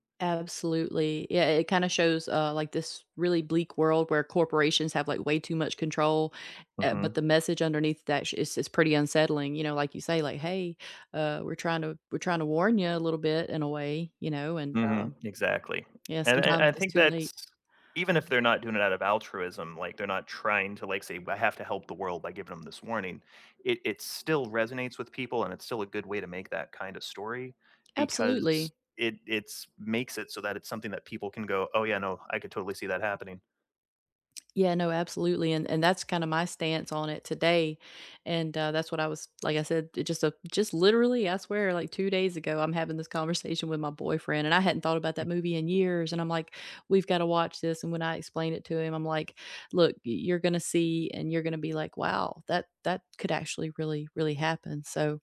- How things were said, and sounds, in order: other background noise; tapping
- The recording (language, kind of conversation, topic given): English, unstructured, What are some hidden-gem movies you’d recommend to most people?
- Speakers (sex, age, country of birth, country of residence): female, 40-44, United States, United States; male, 45-49, United States, United States